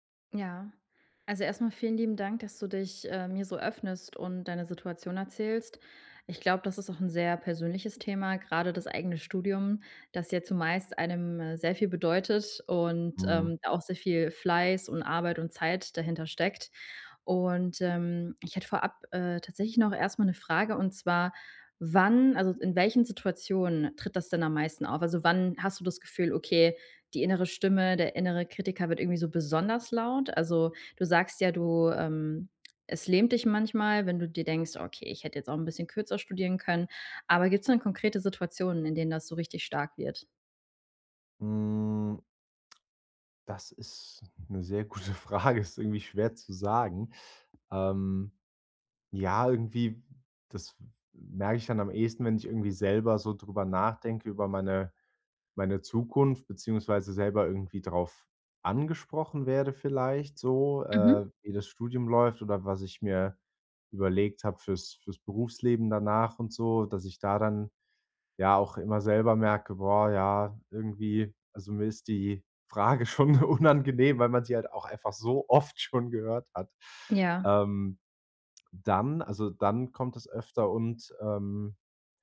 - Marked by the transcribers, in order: drawn out: "Hm"; laughing while speaking: "sehr gute Frage"; laughing while speaking: "so oft schon gehört hat"
- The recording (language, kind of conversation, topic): German, advice, Wie kann ich meinen inneren Kritiker leiser machen und ihn in eine hilfreiche Stimme verwandeln?